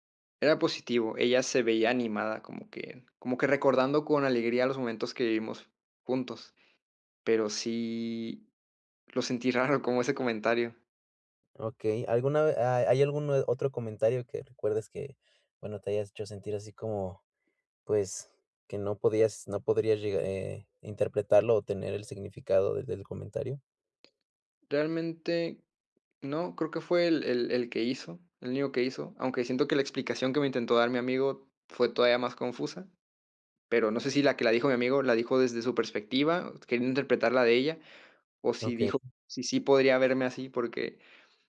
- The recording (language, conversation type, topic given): Spanish, advice, ¿Cómo puedo interpretar mejor comentarios vagos o contradictorios?
- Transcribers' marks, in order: laughing while speaking: "raro"; tapping; other background noise